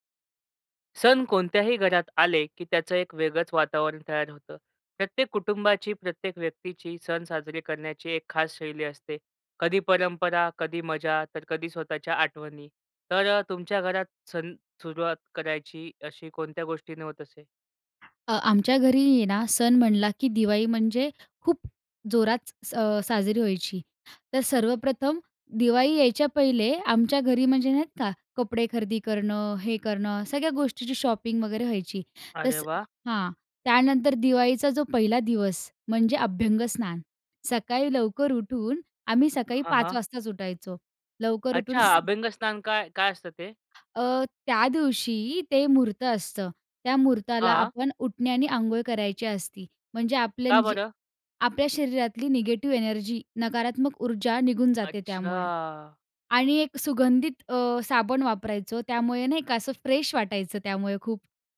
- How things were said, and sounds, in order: other background noise; in English: "शॉपिंग"; in English: "निगेटिव्ह"; drawn out: "अच्छा"; in English: "फ्रेश"
- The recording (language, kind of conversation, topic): Marathi, podcast, तुमचे सण साजरे करण्याची खास पद्धत काय होती?